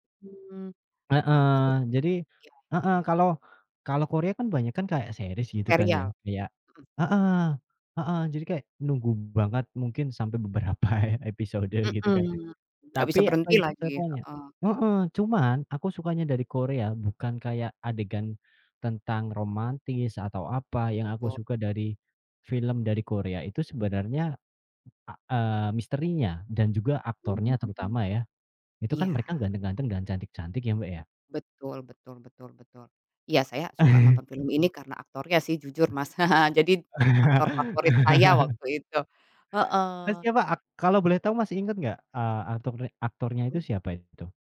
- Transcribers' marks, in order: in English: "series"; laughing while speaking: "beberapa episode"; unintelligible speech; chuckle; other background noise; laugh; chuckle
- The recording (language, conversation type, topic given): Indonesian, unstructured, Apa film favorit yang pernah kamu tonton, dan kenapa?